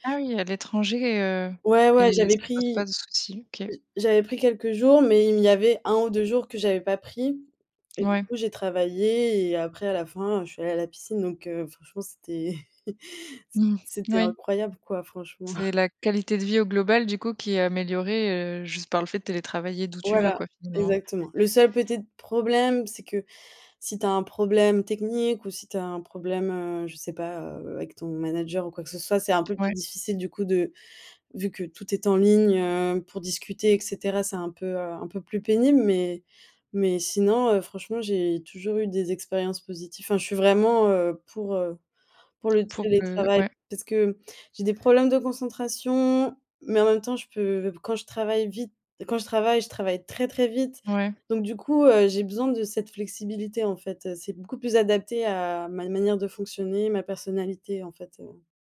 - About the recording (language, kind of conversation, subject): French, podcast, Que penses-tu, honnêtement, du télétravail à temps plein ?
- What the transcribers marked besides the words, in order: chuckle; chuckle; other background noise